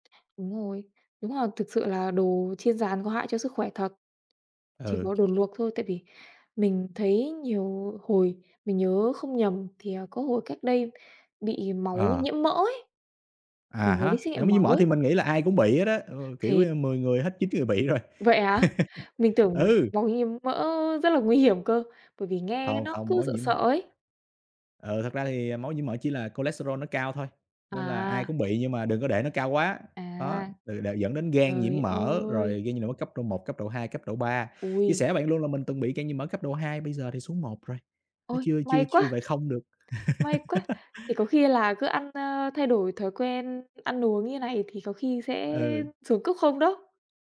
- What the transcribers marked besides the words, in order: tapping; other background noise; laughing while speaking: "rồi"; laugh; in English: "cholesterol"; laugh
- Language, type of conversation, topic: Vietnamese, unstructured, Bạn nghĩ sao về việc ăn quá nhiều đồ chiên giòn có thể gây hại cho sức khỏe?